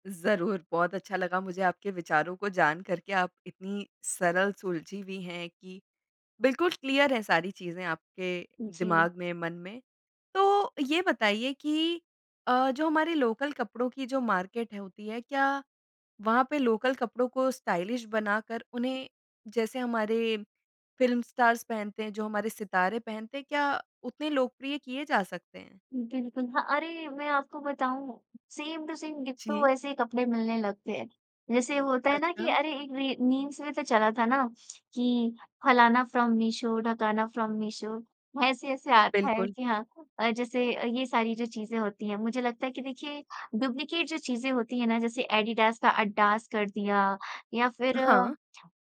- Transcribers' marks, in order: in English: "क्लियर"; in English: "लोकल"; in English: "मार्केट"; in English: "लोकल"; in English: "स्टाइलिश"; in English: "फिल्म स्टार्स"; in English: "सेम टू सेम, डिट्टो"; in English: "मीम्स"; in English: "फ्रॉम"; in English: "फ्रॉम"; in English: "डुप्लीकेट"
- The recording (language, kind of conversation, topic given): Hindi, podcast, स्थानीय कपड़ों से आपकी पहचान का क्या संबंध है?
- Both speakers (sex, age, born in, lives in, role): female, 20-24, India, India, guest; female, 25-29, India, India, host